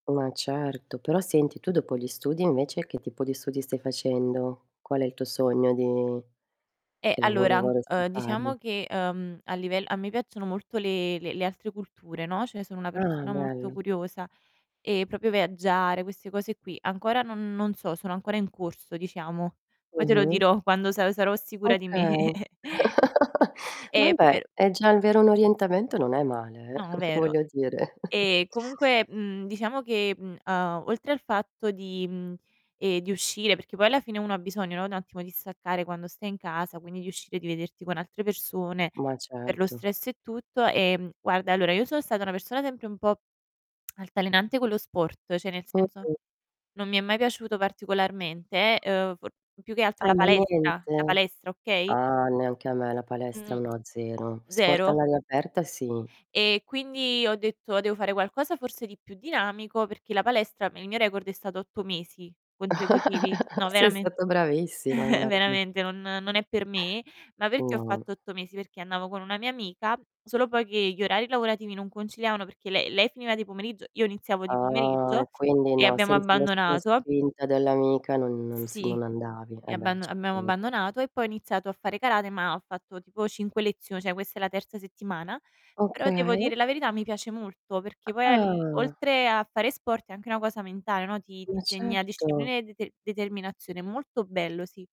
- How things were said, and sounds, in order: static; drawn out: "di"; drawn out: "le"; "cioè" said as "ceh"; "proprio" said as "propio"; tapping; chuckle; laughing while speaking: "me"; other background noise; distorted speech; chuckle; drawn out: "a"; chuckle; background speech; mechanical hum; lip smack; "cioè" said as "ceh"; drawn out: "Ah"; lip smack; chuckle; drawn out: "Ah"; "abbiamo" said as "ammamo"; "cioè" said as "ceh"; drawn out: "Ah"
- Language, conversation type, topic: Italian, unstructured, Come bilanci lavoro e vita privata?